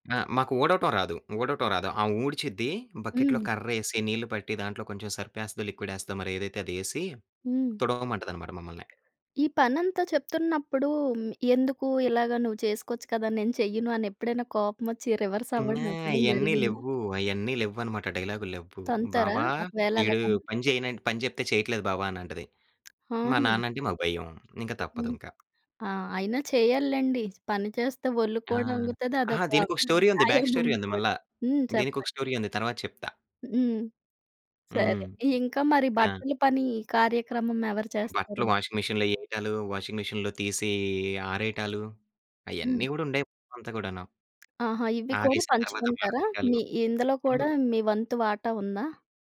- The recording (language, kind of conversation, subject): Telugu, podcast, కుటుంబంతో పనులను ఎలా పంచుకుంటావు?
- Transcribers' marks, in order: in English: "బక్కెట్‌లో"; in English: "రివర్స్"; tapping; "తప్పదింక" said as "తప్పదుంక"; in English: "స్టోరీ"; in English: "బ్యాక్ స్టోరీ"; in English: "స్టోరీ"; in English: "వాషింగ్ మిషన్‌లో"; in English: "వాషింగ్ మిషన్‌లో"